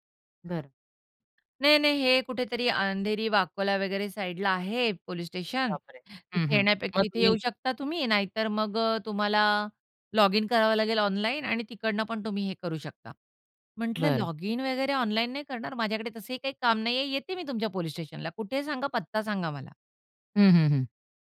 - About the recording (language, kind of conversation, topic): Marathi, podcast, आई-बाबांनी तुम्हाला अशी कोणती शिकवण दिली आहे जी आजही उपयोगी पडते?
- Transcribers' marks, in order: tapping